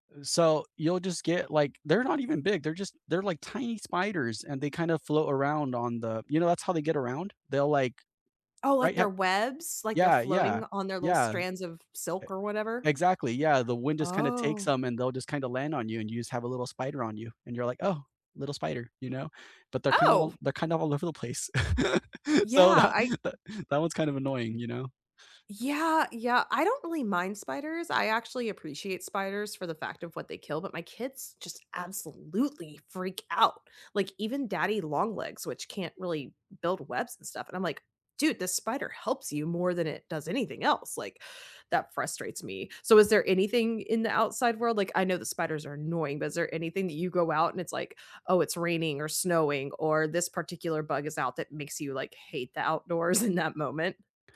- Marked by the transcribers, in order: tapping; laugh; laughing while speaking: "so that"; chuckle; laughing while speaking: "in that"
- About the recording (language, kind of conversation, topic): English, unstructured, How does being in nature or getting fresh air improve your mood?
- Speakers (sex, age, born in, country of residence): female, 40-44, United States, United States; male, 35-39, United States, United States